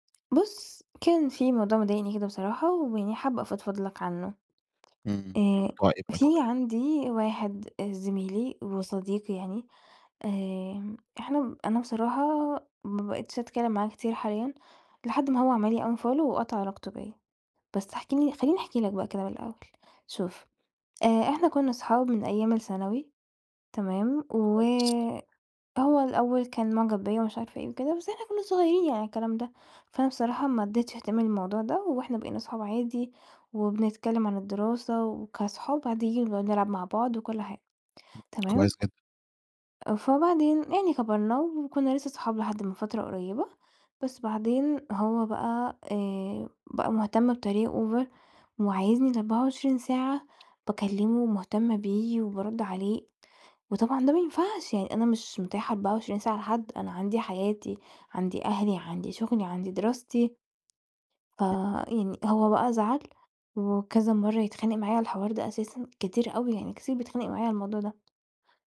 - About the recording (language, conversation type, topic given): Arabic, advice, إزاي بتحس لما صحابك والشغل بيتوقعوا إنك تكون متاح دايمًا؟
- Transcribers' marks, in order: tapping; in English: "unfollow"; in English: "over"